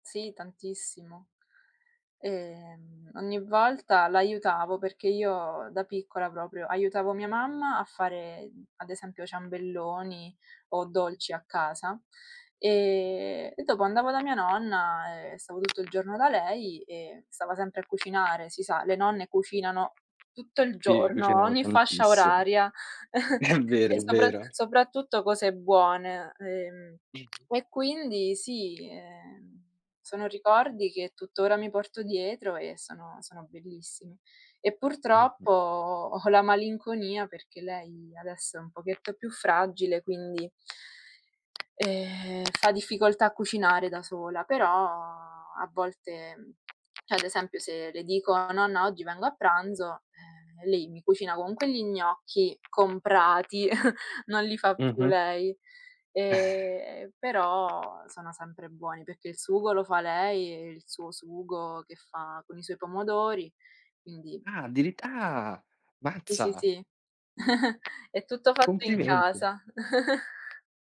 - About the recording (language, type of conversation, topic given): Italian, unstructured, Qual è il piatto che ti fa sentire a casa?
- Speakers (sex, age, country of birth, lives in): female, 20-24, Italy, Italy; male, 20-24, Italy, Italy
- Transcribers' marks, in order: drawn out: "Ehm"; other background noise; laughing while speaking: "È"; chuckle; tapping; "cioè" said as "ceh"; snort; drawn out: "Eh"; surprised: "Ah!"; chuckle; chuckle